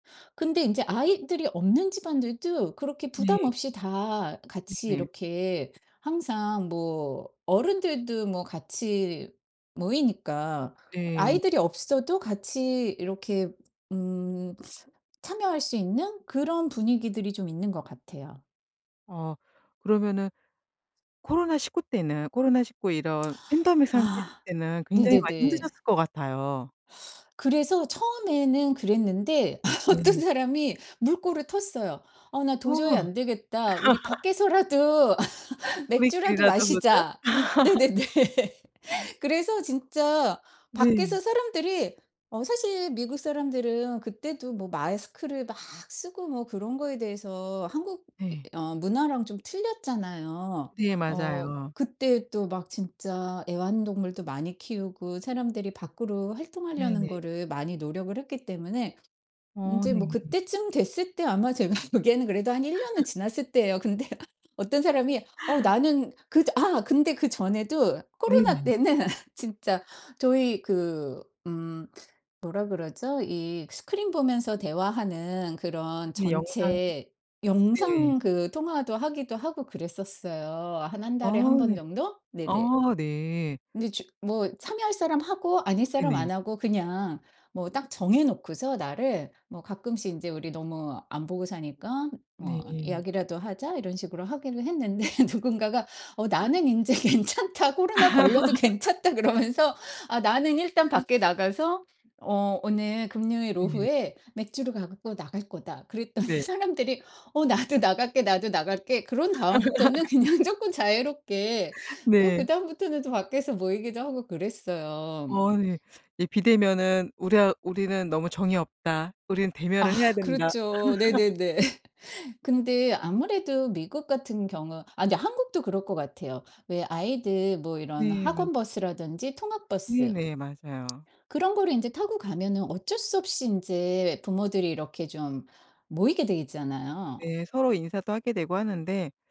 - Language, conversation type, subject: Korean, podcast, 이웃끼리 서로 돕고 도움을 받는 문화를 어떻게 만들 수 있을까요?
- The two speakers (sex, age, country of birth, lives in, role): female, 50-54, South Korea, United States, guest; female, 50-54, South Korea, United States, host
- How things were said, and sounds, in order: other background noise; laughing while speaking: "어떤 사람이"; laugh; laughing while speaking: "네네네"; laugh; laughing while speaking: "보기에는"; laugh; laughing while speaking: "때는"; laugh; laughing while speaking: "괜찮다. 코로나 걸려도 괜찮다. 그러면서"; gasp; laugh; laugh; laughing while speaking: "그랬더니"; laugh; laughing while speaking: "그냥"; tapping; laugh